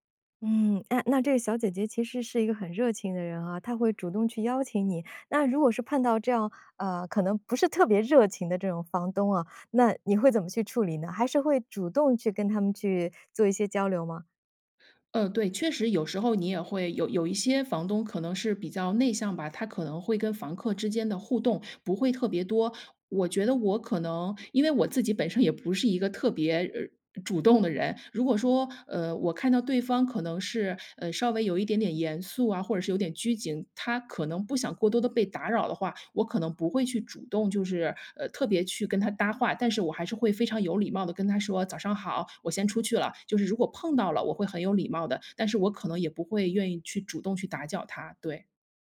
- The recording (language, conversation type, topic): Chinese, podcast, 一个人旅行时，怎么认识新朋友？
- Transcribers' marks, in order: none